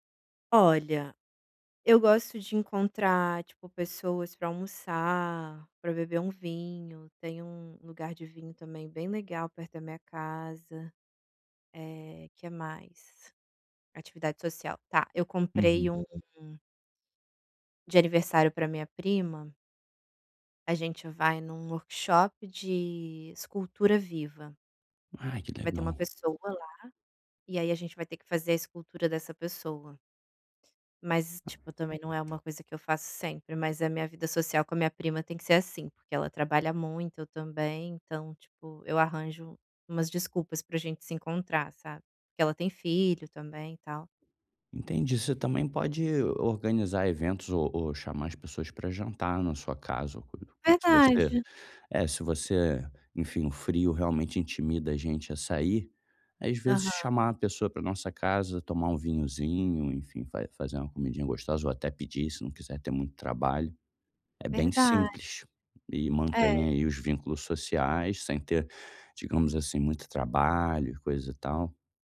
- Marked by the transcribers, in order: tapping; other background noise; unintelligible speech
- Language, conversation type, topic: Portuguese, advice, Como posso equilibrar o descanso e a vida social nos fins de semana?